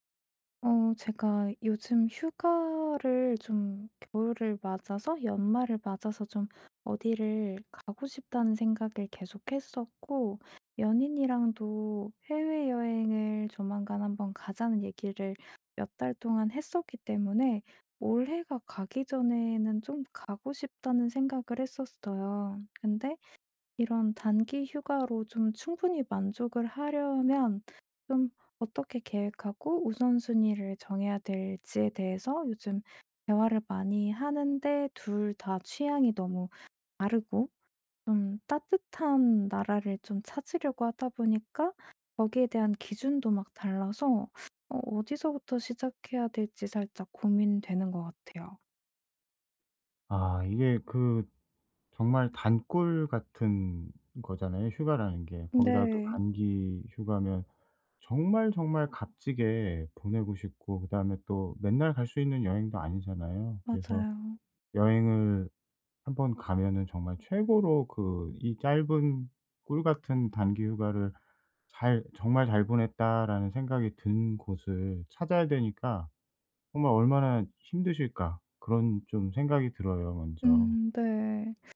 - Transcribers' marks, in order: tapping; other background noise
- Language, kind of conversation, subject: Korean, advice, 짧은 휴가로도 충분히 만족하려면 어떻게 계획하고 우선순위를 정해야 하나요?